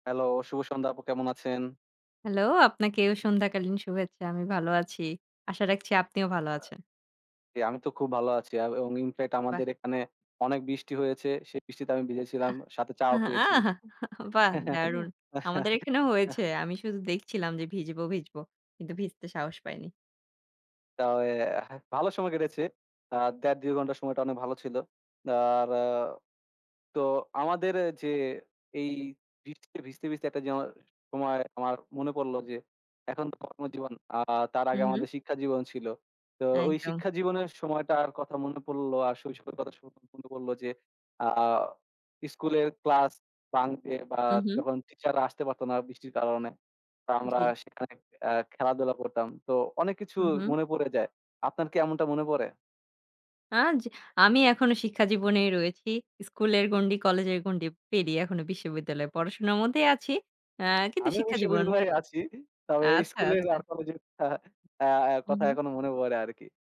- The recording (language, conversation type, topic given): Bengali, unstructured, শিক্ষা কেন আমাদের জীবনের জন্য গুরুত্বপূর্ণ?
- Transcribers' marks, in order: in English: "in fact"; chuckle; laugh; other background noise; "তবে" said as "তয়ে"; "আর" said as "আরা"; unintelligible speech; in English: "bunk"